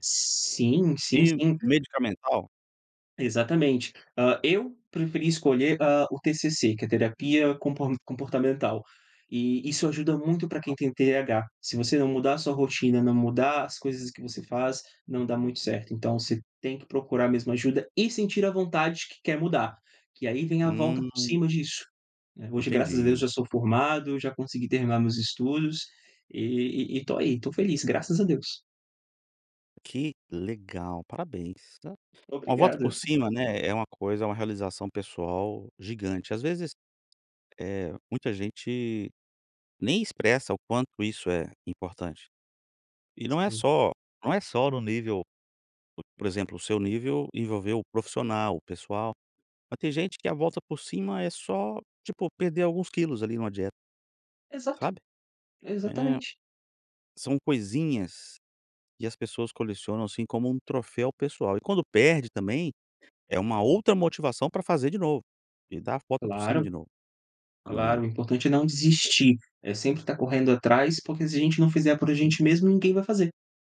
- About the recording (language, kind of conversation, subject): Portuguese, podcast, Você pode contar sobre uma vez em que deu a volta por cima?
- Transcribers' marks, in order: unintelligible speech